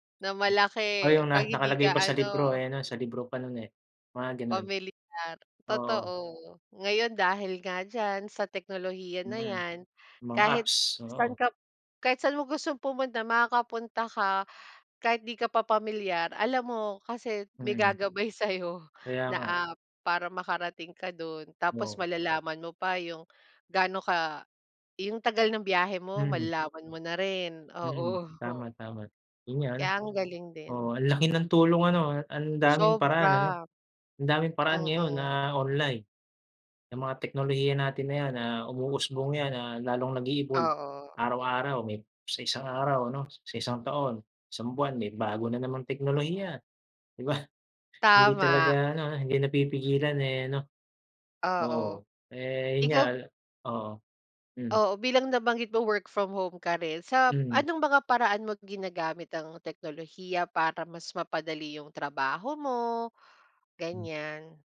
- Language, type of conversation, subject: Filipino, unstructured, Paano nakatulong ang teknolohiya sa mga pang-araw-araw mong gawain?
- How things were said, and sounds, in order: none